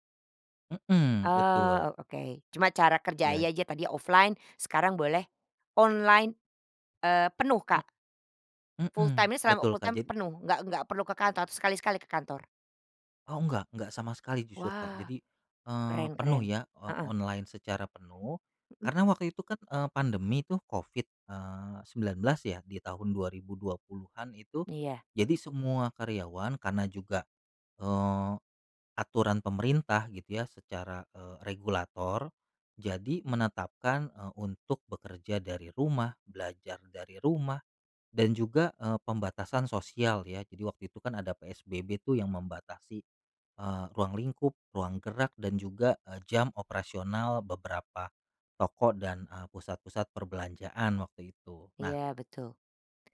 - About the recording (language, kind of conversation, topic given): Indonesian, podcast, Bagaimana kamu menjaga fokus saat bekerja secara daring?
- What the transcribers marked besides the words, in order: tapping